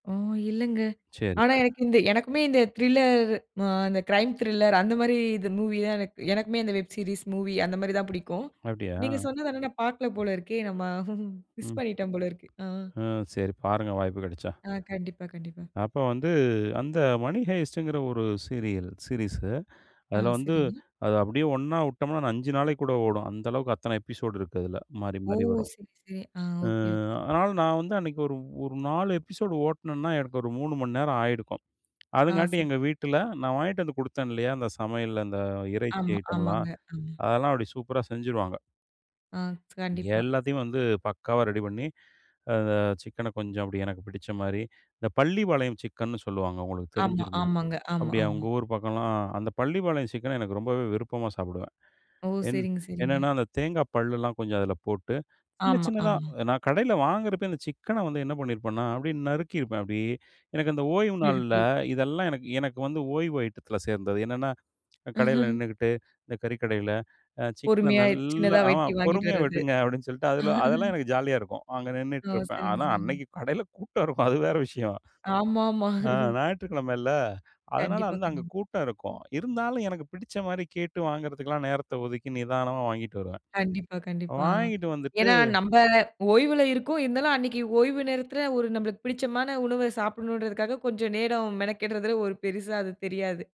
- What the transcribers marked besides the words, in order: other background noise; in English: "திரில்லர்"; in English: "க்ரைம் திரில்லர்"; in English: "மூவி"; in English: "வெப் சீரிஸ் மூவி"; chuckle; in English: "மிஸ்"; tapping; other noise; in English: "மணி ஹைஸ்ட்ங்கிற ஒரு சீரியல் சீரிஸ்ஸு"; in English: "எபிசோடு"; chuckle; chuckle; chuckle
- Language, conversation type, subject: Tamil, podcast, ஒரு நாளுக்கான பரிபூரண ஓய்வை நீங்கள் எப்படி வர்ணிப்பீர்கள்?